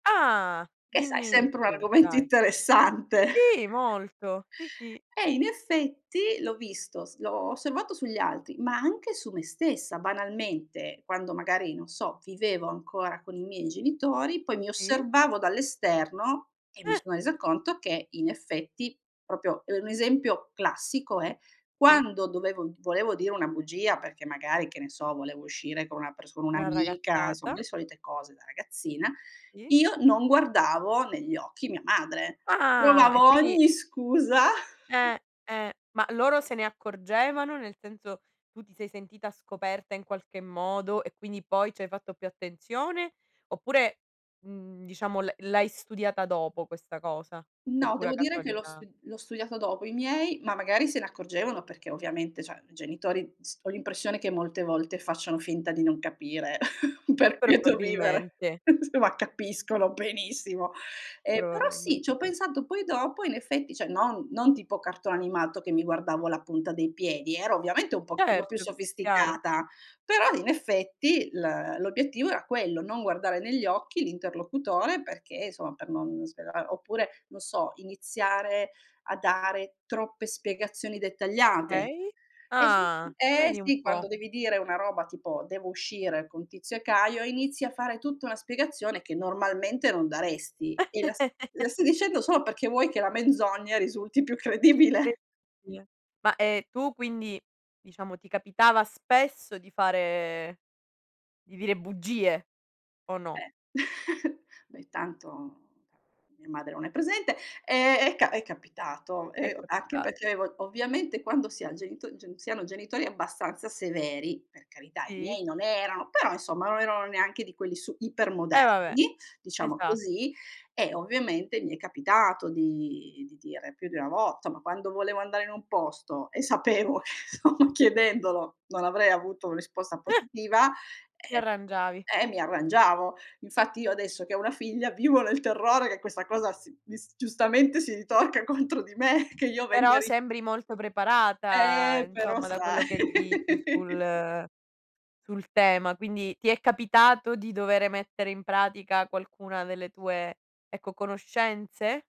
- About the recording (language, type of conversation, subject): Italian, podcast, Come usi il linguaggio del corpo per farti capire meglio?
- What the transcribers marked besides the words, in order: surprised: "Ah!"; laughing while speaking: "argomento interessante"; chuckle; other background noise; "resa" said as "esa"; "proprio" said as "propio"; surprised: "Ah!"; chuckle; chuckle; laughing while speaking: "quieto"; chuckle; laughing while speaking: "nsomma"; "insomma" said as "nsomma"; "cartone" said as "cartò"; "insomma" said as "nsoa"; "Okay" said as "kay"; giggle; laughing while speaking: "credibile"; chuckle; chuckle; "risposta" said as "isposta"; chuckle; laughing while speaking: "sai"; giggle